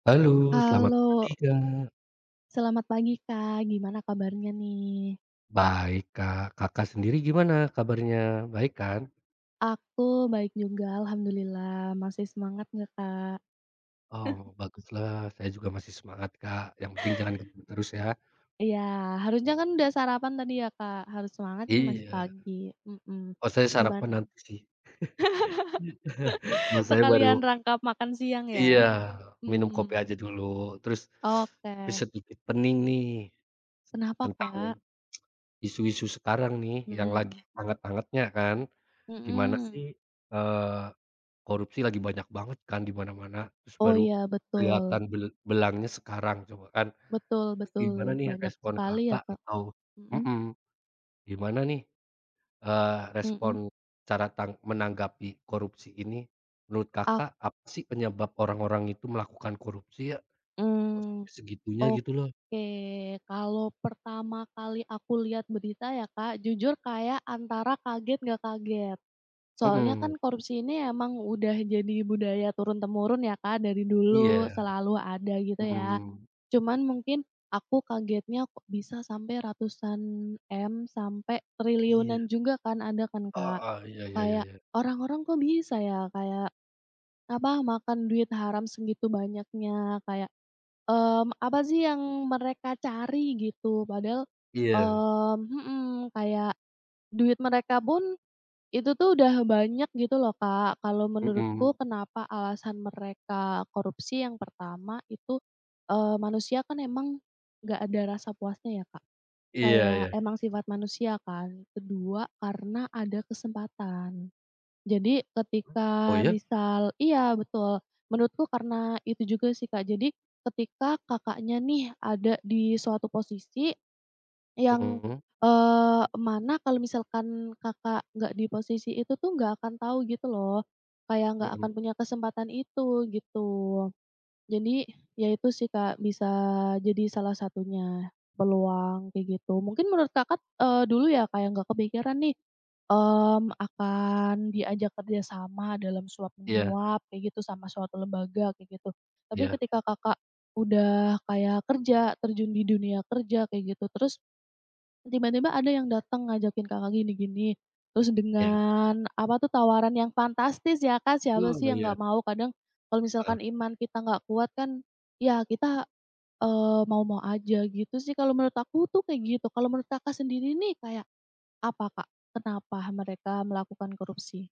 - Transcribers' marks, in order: tapping; chuckle; unintelligible speech; chuckle; laugh; teeth sucking; tsk
- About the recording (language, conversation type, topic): Indonesian, unstructured, Bagaimana kamu menanggapi tindakan korupsi atau penipuan?